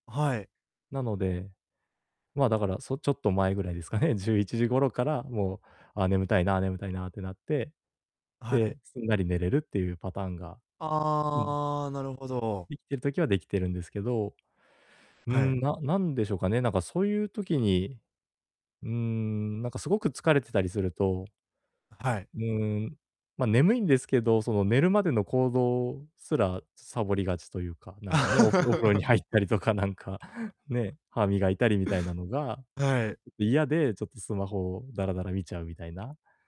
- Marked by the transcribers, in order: tapping; distorted speech; laughing while speaking: "おふ お風呂に入ったりとかなんか"; laugh
- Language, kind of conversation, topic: Japanese, advice, 毎晩就寝時間を同じに保つにはどうすればよいですか？